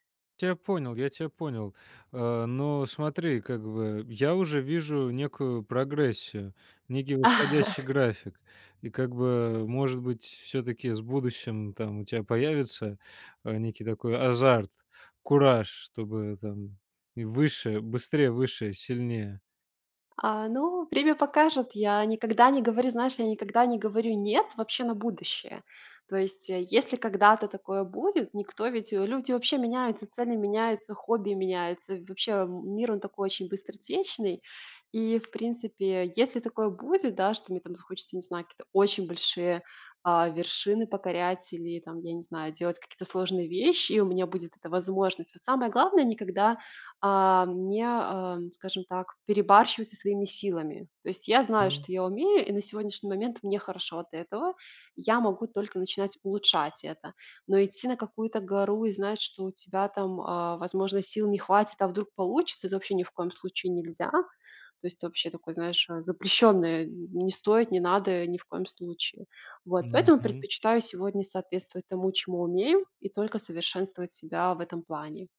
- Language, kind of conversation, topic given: Russian, podcast, Какие планы или мечты у тебя связаны с хобби?
- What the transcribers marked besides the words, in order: other background noise; chuckle; other noise